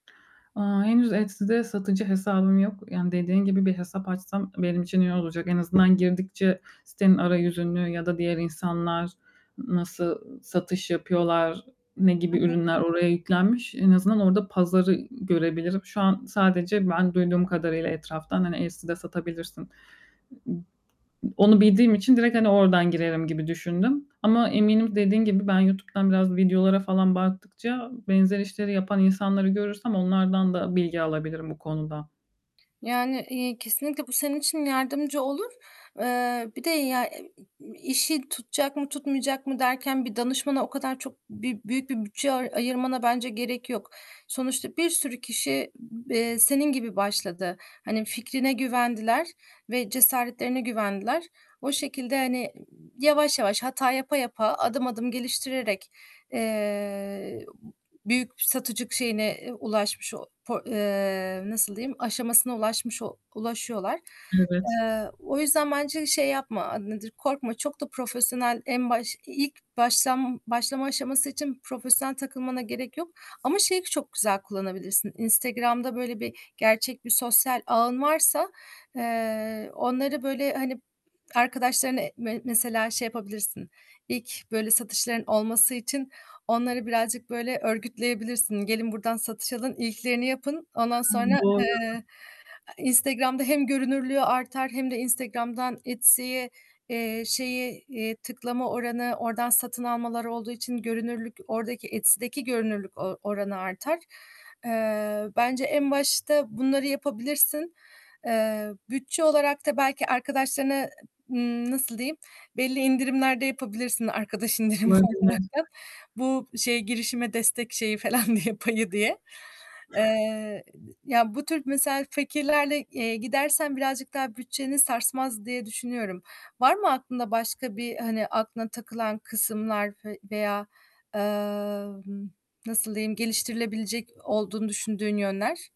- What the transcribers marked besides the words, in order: other background noise; other noise; tapping; "satıcılık" said as "satıcık"; laughing while speaking: "indirimi olaraktan"; laughing while speaking: "falan diye, payı diye"; "fikirlerle" said as "fekirlerle"
- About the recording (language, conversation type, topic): Turkish, advice, Sınırlı bir bütçeyle hedef müşterilere en etkili şekilde nasıl ulaşabilirim?
- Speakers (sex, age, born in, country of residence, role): female, 25-29, Turkey, Portugal, user; female, 35-39, Turkey, Germany, advisor